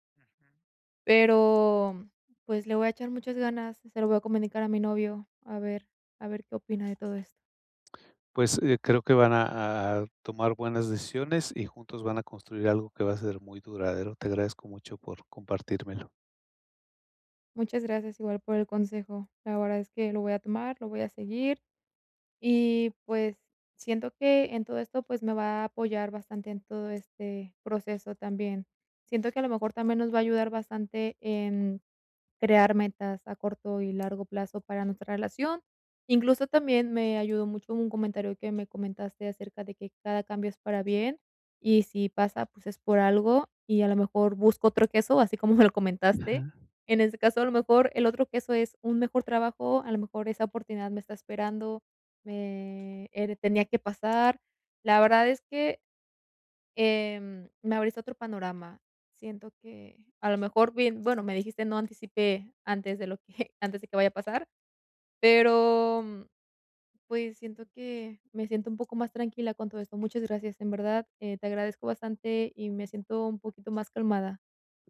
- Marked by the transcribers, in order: tapping; other background noise
- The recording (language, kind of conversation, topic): Spanish, advice, ¿Cómo puedo mantener mi motivación durante un proceso de cambio?